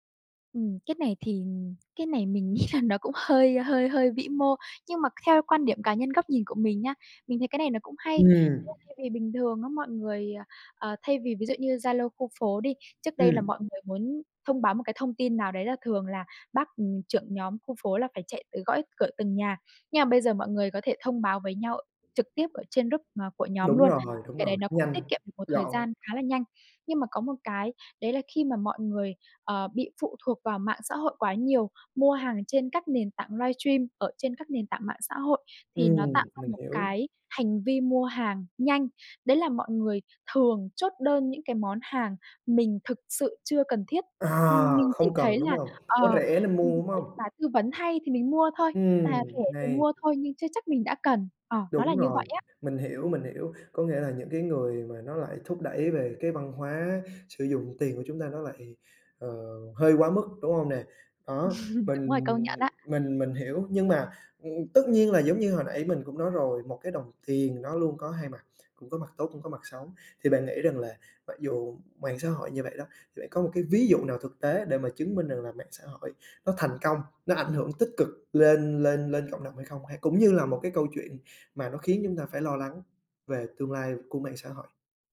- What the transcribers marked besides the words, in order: tapping; laughing while speaking: "nghĩ là"; other background noise; unintelligible speech; in English: "group"; chuckle
- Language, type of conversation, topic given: Vietnamese, podcast, Bạn thấy mạng xã hội ảnh hưởng đến cộng đồng như thế nào?